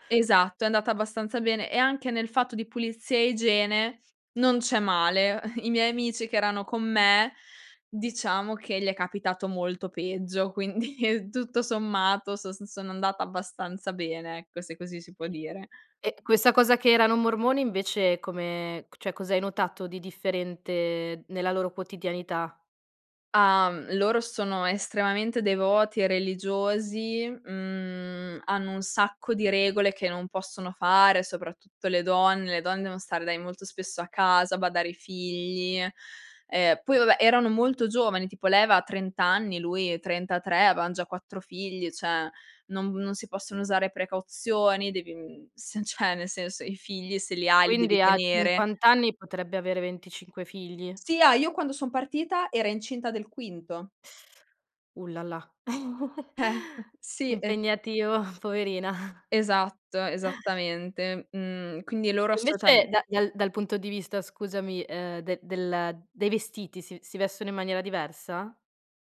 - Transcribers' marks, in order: chuckle; laughing while speaking: "Quindi"; "cioè" said as "ceh"; "cioè" said as "ceh"; chuckle; other background noise; chuckle
- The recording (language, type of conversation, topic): Italian, podcast, Qual è stato il tuo primo periodo lontano da casa?